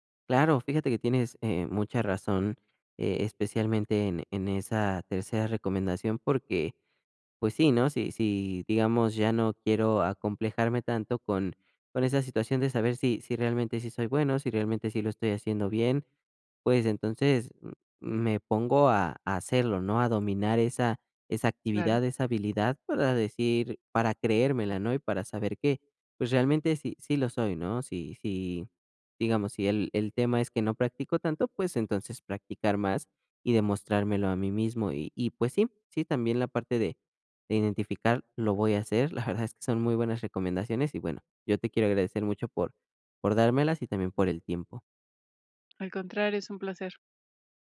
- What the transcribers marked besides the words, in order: laughing while speaking: "verdad"; tapping
- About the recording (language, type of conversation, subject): Spanish, advice, ¿Cómo puedo aceptar cumplidos con confianza sin sentirme incómodo ni minimizarlos?